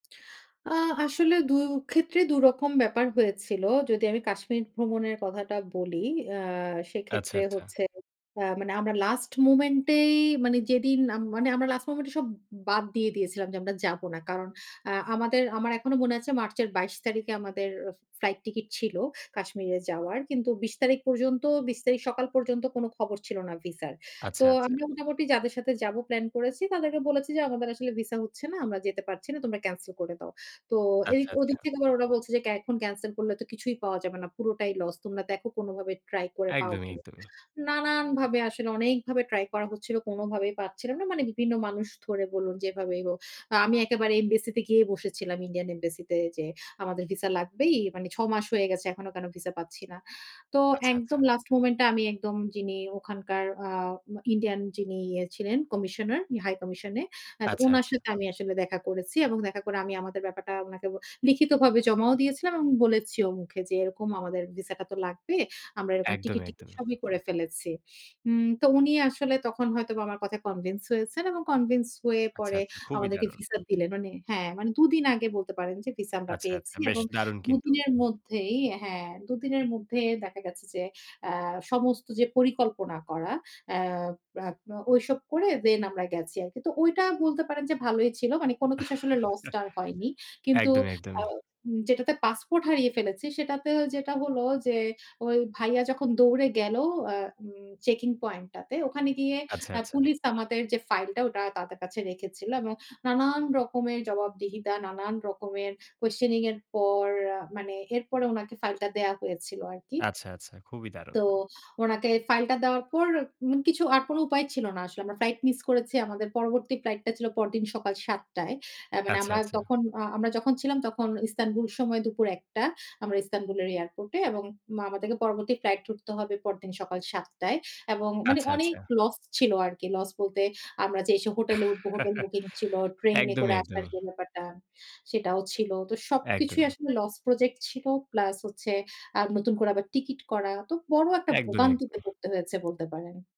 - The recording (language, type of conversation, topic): Bengali, podcast, পাসপোর্ট বা ভিসা নিয়ে শেষ মুহূর্তের টানাপোড়েন কেমন ছিলো?
- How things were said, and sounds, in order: chuckle; tapping; chuckle